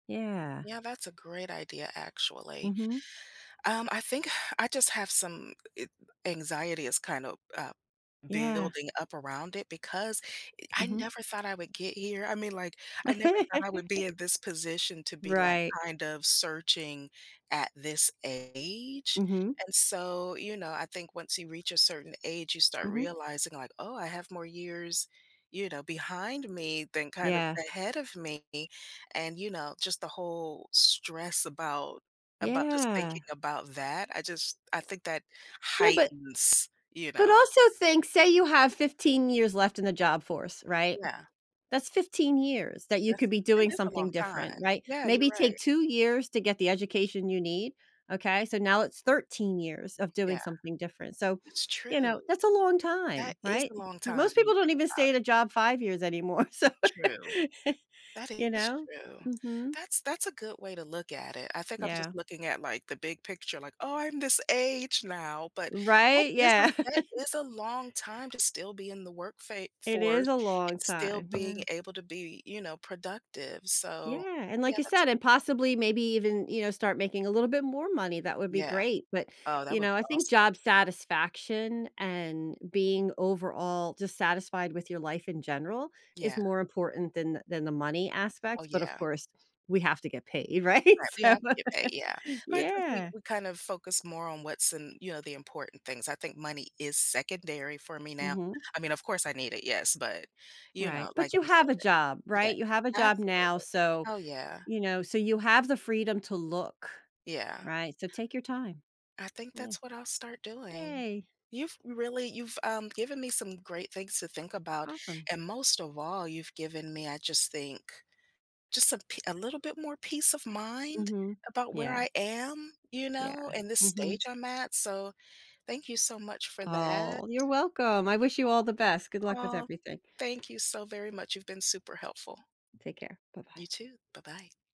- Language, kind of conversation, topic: English, advice, How can I manage stress and make a confident decision about an important choice?
- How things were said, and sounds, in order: sigh; giggle; other background noise; tapping; laughing while speaking: "so"; laugh; put-on voice: "Oh, I'm this age now"; chuckle; laughing while speaking: "right? So"; laugh; drawn out: "Aw"